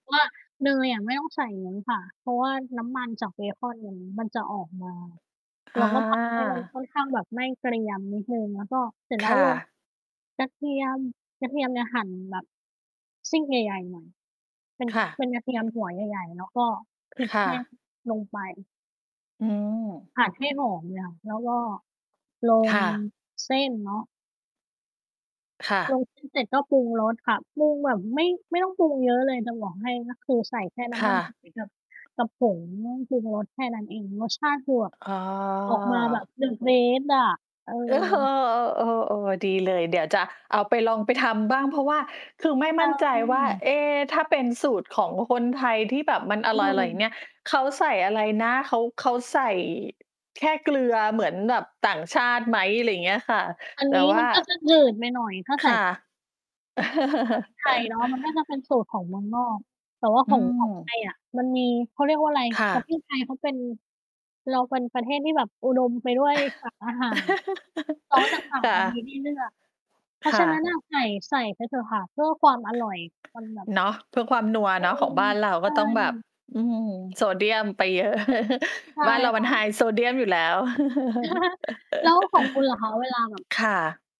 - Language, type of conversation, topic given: Thai, unstructured, คุณมีเคล็ดลับอะไรในการทำอาหารให้อร่อยขึ้นบ้างไหม?
- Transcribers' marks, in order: tapping; other background noise; distorted speech; in English: "the best"; chuckle; unintelligible speech; chuckle; mechanical hum; giggle; chuckle; chuckle